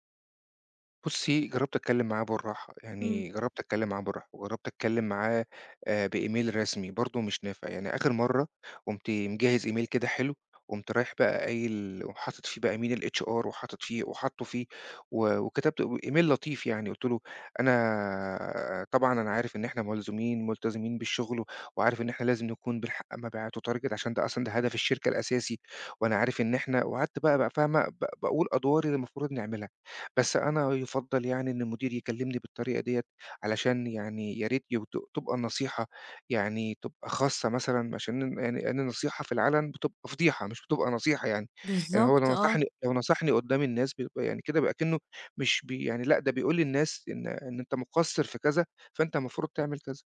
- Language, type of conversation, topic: Arabic, advice, إزاي أتعامل مع مدير متحكم ومحتاج يحسّن طريقة التواصل معايا؟
- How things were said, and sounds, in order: other background noise; in English: "بemail"; in English: "email"; in English: "email الHR"; in English: "email"; in English: "target"